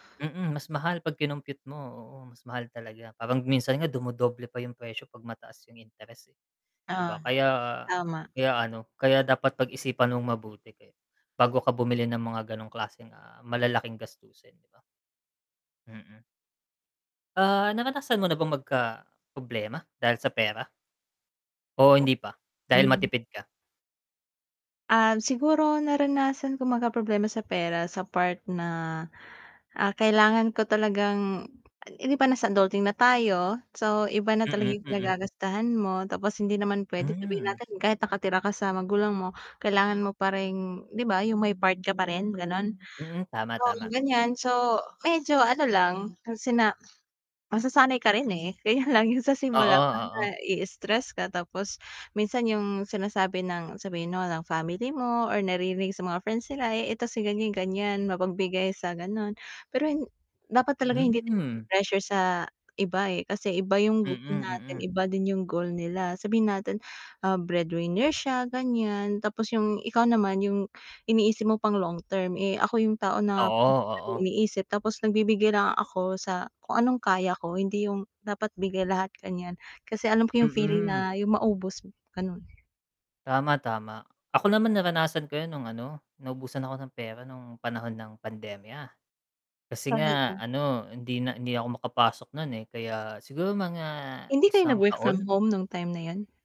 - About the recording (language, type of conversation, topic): Filipino, unstructured, Ano ang pinakamahalagang natutunan mo tungkol sa pera?
- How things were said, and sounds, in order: static; bird; distorted speech; other background noise; laughing while speaking: "ganyan lang yung"; tapping; unintelligible speech